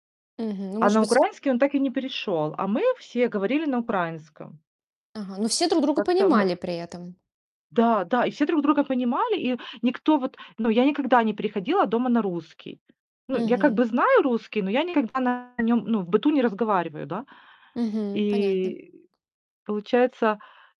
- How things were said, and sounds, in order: static; tapping; other background noise; distorted speech; grunt
- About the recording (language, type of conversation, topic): Russian, podcast, Есть ли в вашей семье смешение языков и как вы это ощущаете?